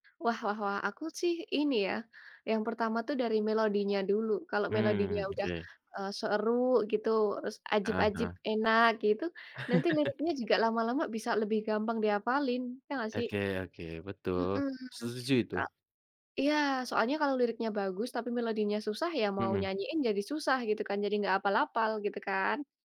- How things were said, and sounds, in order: other background noise; chuckle; tapping
- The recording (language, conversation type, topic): Indonesian, unstructured, Apa yang membuat sebuah lagu terasa berkesan?